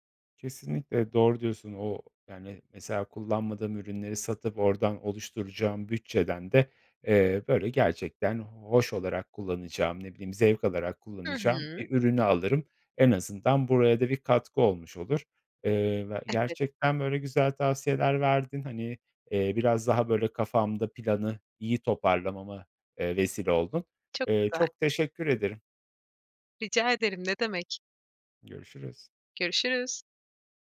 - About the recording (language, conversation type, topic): Turkish, advice, Evde gereksiz eşyalar birikiyor ve yer kalmıyor; bu durumu nasıl çözebilirim?
- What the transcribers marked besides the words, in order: none